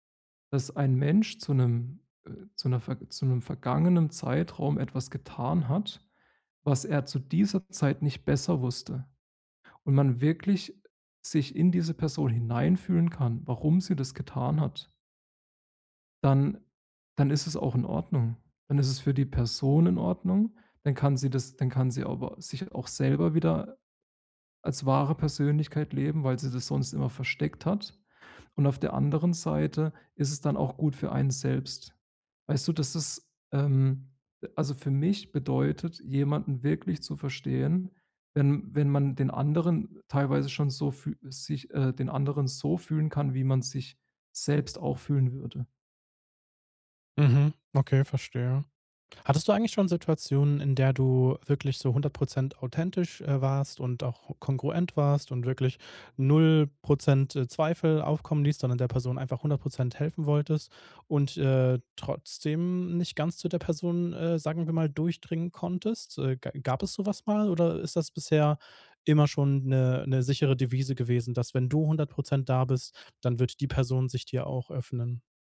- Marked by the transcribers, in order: none
- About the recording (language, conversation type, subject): German, podcast, Wie zeigst du, dass du jemanden wirklich verstanden hast?